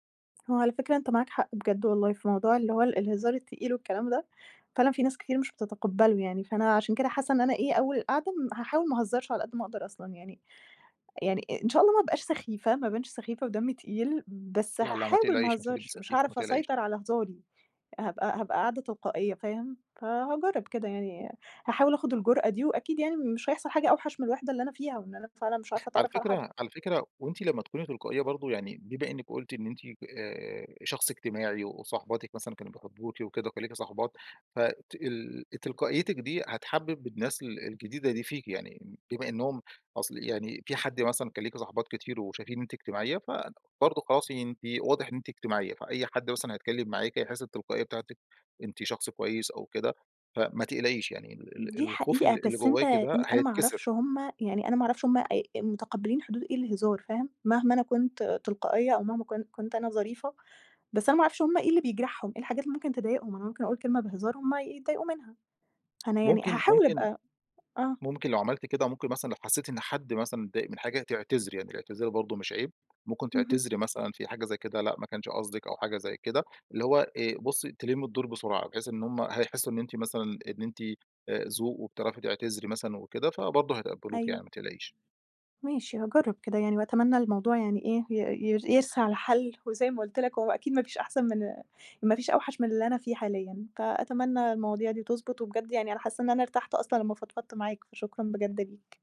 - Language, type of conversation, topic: Arabic, advice, إزاي أقدر أعمل صحاب وأكوّن شبكة علاقات في المكان الجديد؟
- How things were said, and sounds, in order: tapping